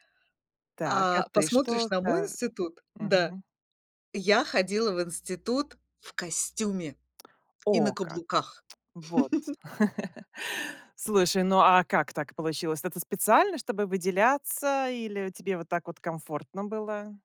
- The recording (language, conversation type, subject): Russian, podcast, Как менялись твои стиль и вкусы со временем?
- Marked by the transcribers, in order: chuckle